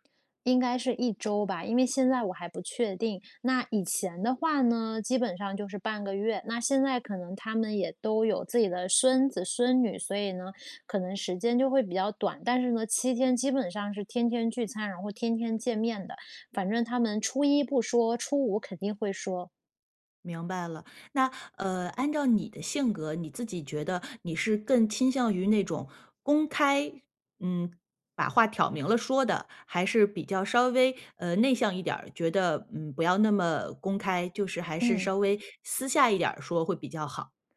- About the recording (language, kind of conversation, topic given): Chinese, advice, 如何在家庭聚会中既保持和谐又守住界限？
- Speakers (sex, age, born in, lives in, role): female, 30-34, China, Thailand, user; female, 40-44, China, United States, advisor
- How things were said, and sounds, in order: tapping